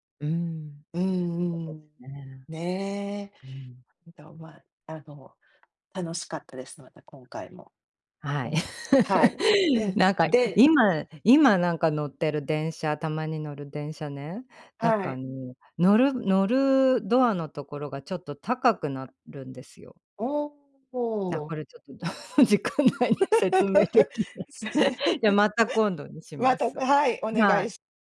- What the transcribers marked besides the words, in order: tapping; other background noise; chuckle; laugh; laughing while speaking: "時間内に説明できない"; chuckle
- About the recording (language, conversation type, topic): Japanese, unstructured, 電車とバスでは、どちらの移動手段がより便利ですか？